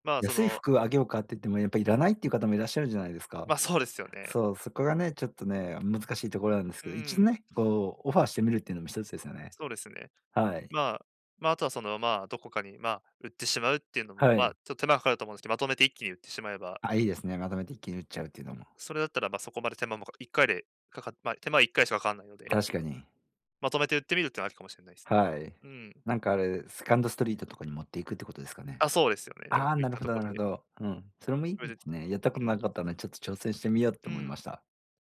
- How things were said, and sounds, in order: other noise; other background noise; in English: "オファー"
- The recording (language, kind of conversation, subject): Japanese, advice, オンラインで失敗しない買い物をするにはどうすればよいですか？